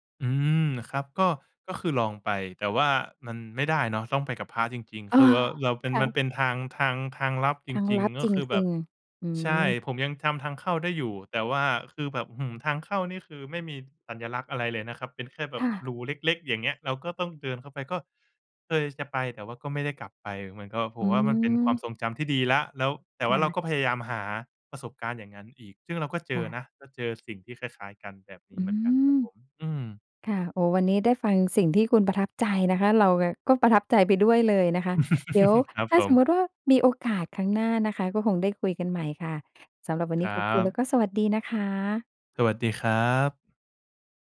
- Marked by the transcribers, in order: chuckle; other background noise
- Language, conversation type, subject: Thai, podcast, คุณมีเรื่องผจญภัยกลางธรรมชาติที่ประทับใจอยากเล่าให้ฟังไหม?